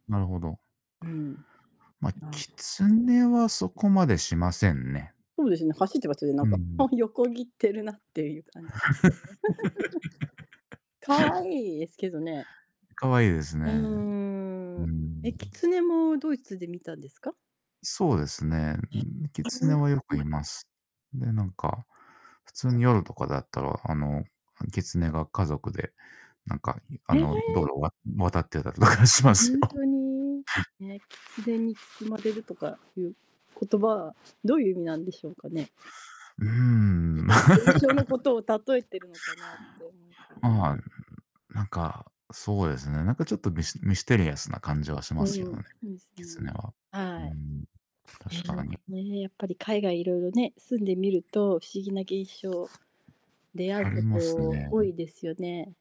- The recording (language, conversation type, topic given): Japanese, unstructured, 自然の中で不思議な現象を目撃したことはありますか？
- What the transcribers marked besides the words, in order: distorted speech; unintelligible speech; tapping; laugh; other background noise; chuckle; unintelligible speech; unintelligible speech; laughing while speaking: "渡ってたりとかしますよ"; static; unintelligible speech; unintelligible speech; laugh; unintelligible speech